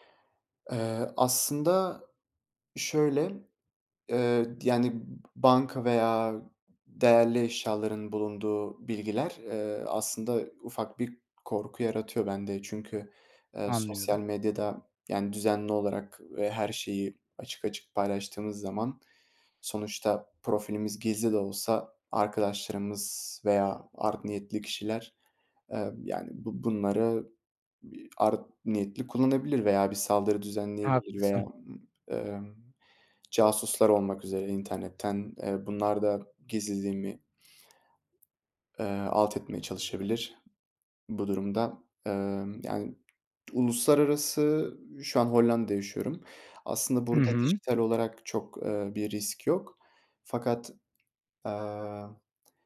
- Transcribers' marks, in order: tapping
- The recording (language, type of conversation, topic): Turkish, podcast, Dijital gizliliğini korumak için neler yapıyorsun?